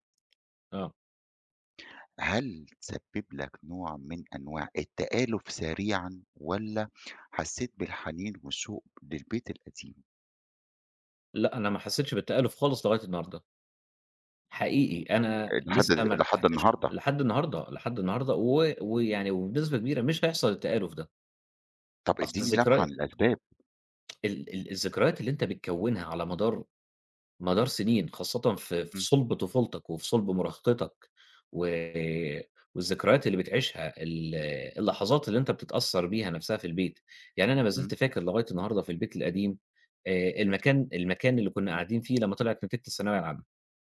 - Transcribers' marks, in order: tapping; tsk
- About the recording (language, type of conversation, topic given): Arabic, podcast, ايه العادات الصغيرة اللي بتعملوها وبتخلي البيت دافي؟